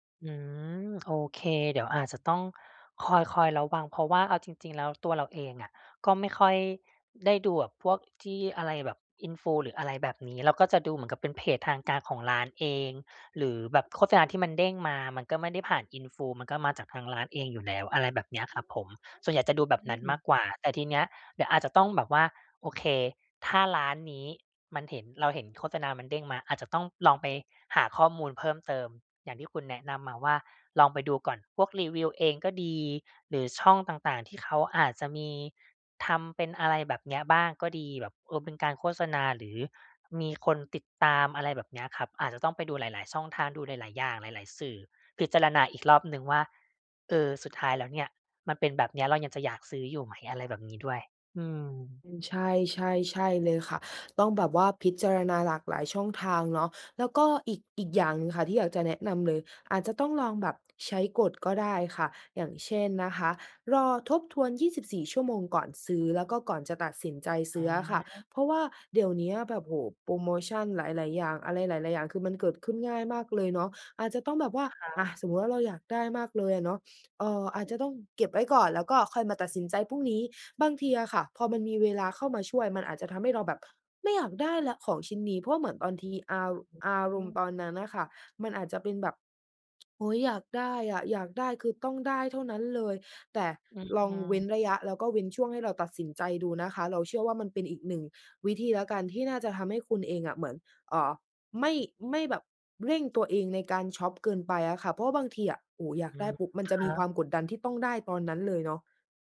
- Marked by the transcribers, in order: other background noise; tapping
- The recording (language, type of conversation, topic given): Thai, advice, จะควบคุมการช็อปปิ้งอย่างไรไม่ให้ใช้เงินเกินความจำเป็น?